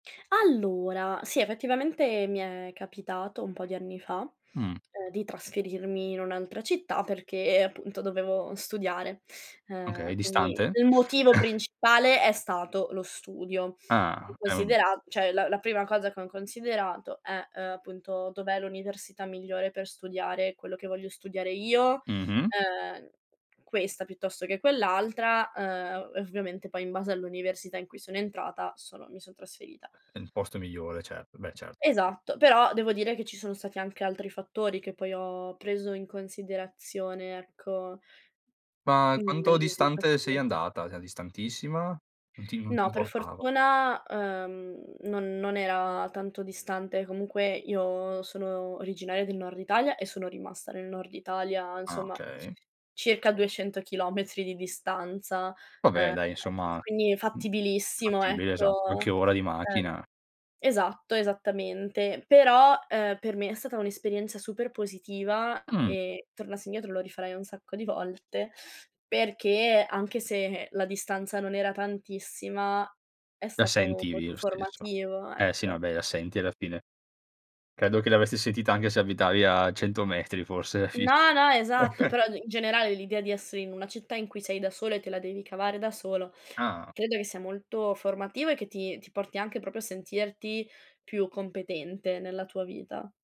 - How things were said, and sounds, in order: chuckle; other background noise; "cioè" said as "ceh"; tapping; unintelligible speech; "Cioè" said as "ceh"; chuckle; "proprio" said as "propio"
- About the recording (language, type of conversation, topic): Italian, podcast, Che cosa consideri prima di trasferirti in un’altra città?